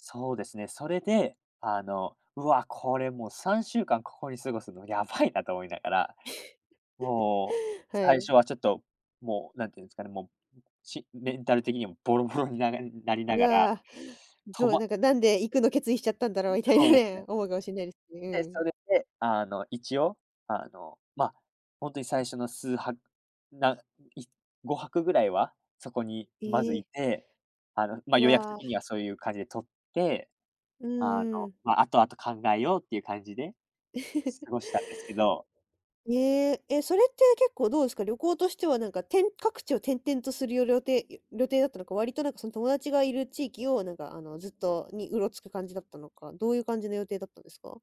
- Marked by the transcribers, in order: laugh; laugh
- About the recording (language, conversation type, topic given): Japanese, podcast, 思い出に残る旅で、どんな教訓を得ましたか？